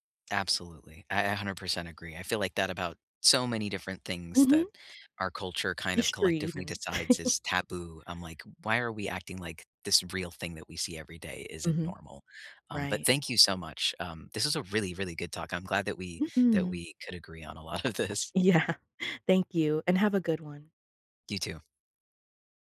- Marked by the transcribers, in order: chuckle; laughing while speaking: "a lot of this"; laughing while speaking: "Yeah"
- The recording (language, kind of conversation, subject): English, unstructured, What health skills should I learn in school to help me later?